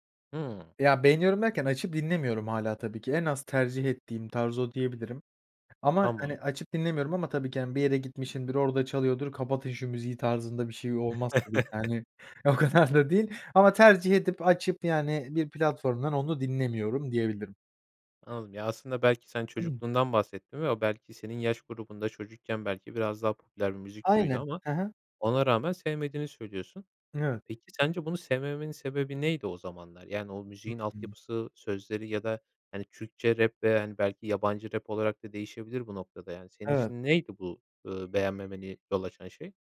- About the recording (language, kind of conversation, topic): Turkish, podcast, Müzik zevkin zaman içinde nasıl değişti ve bu değişimde en büyük etki neydi?
- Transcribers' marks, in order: chuckle; laughing while speaking: "O kadar da değil"; throat clearing; unintelligible speech; other background noise